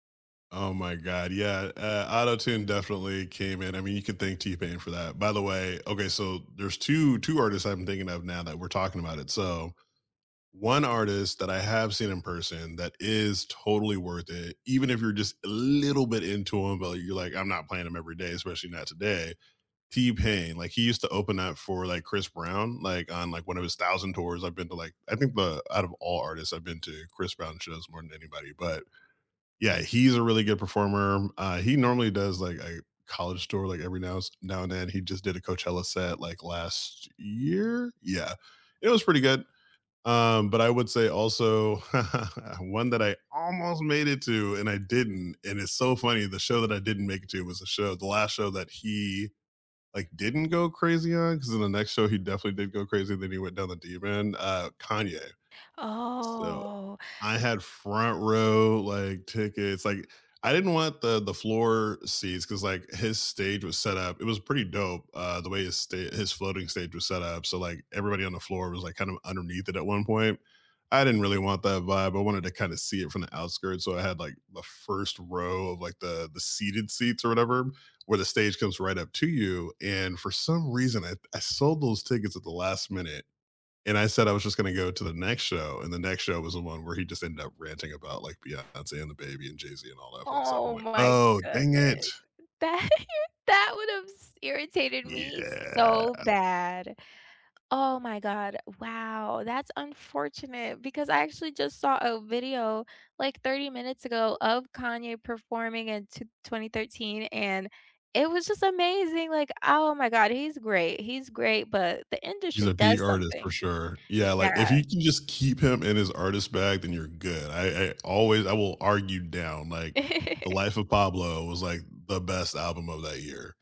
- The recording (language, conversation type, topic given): English, unstructured, What live performance moments—whether you were there in person or watching live on screen—gave you chills, and what made them unforgettable?
- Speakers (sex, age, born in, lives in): female, 25-29, United States, United States; male, 40-44, United States, United States
- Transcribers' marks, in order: chuckle; drawn out: "Oh"; chuckle; drawn out: "Yeah"; laugh